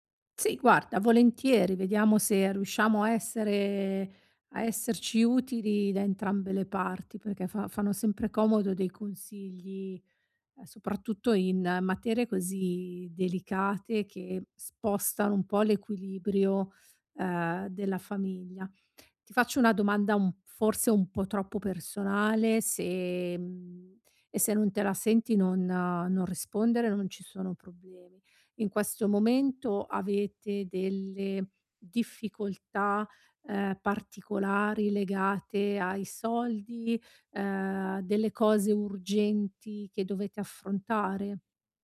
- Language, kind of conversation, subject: Italian, advice, Come posso parlare di soldi con la mia famiglia?
- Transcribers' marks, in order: none